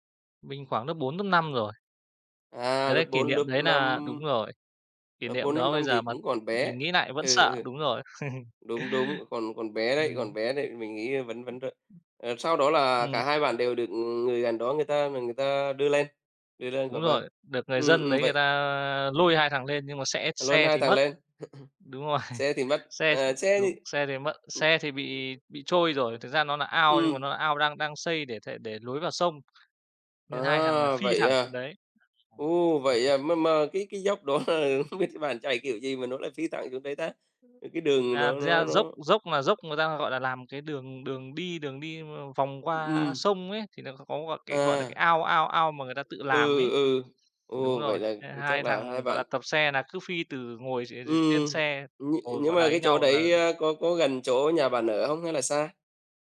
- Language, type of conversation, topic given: Vietnamese, unstructured, Bạn có còn nhớ kỷ niệm đáng nhớ nhất thời thơ ấu của mình không?
- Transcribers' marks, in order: laugh; other noise; laughing while speaking: "rồi"; tapping; laughing while speaking: "đó, à, không biết"; unintelligible speech; laugh; other background noise